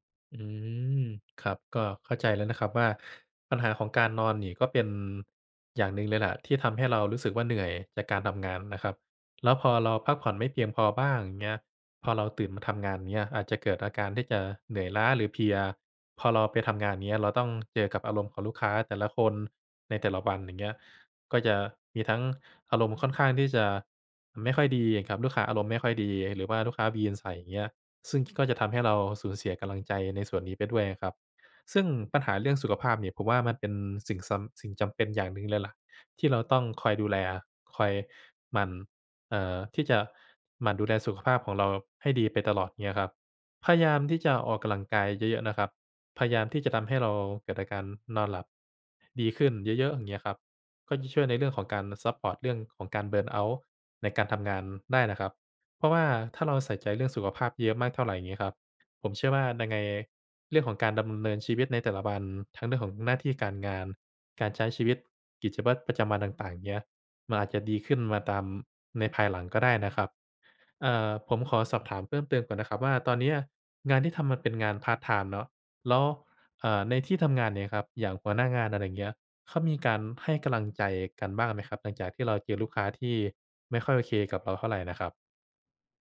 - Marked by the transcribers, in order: in English: "burnout"
- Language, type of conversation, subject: Thai, advice, หลังจากภาวะหมดไฟ ฉันรู้สึกหมดแรงและกลัวว่าจะกลับไปทำงานเต็มเวลาไม่ได้ ควรทำอย่างไร?